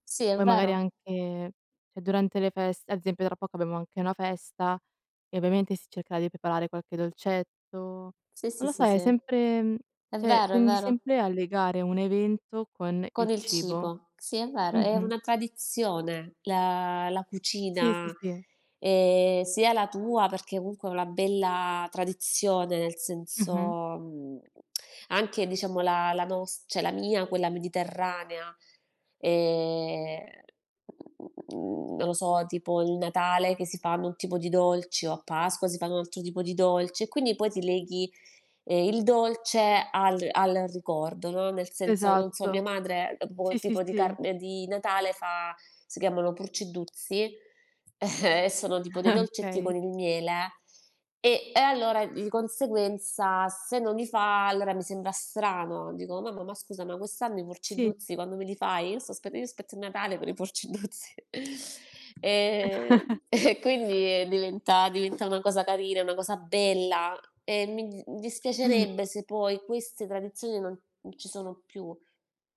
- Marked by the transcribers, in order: tsk; other noise; chuckle; chuckle; laughing while speaking: "i Purceddhruzzi"; chuckle
- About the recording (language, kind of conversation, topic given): Italian, unstructured, Qual è il tuo ricordo più bello legato a un pasto?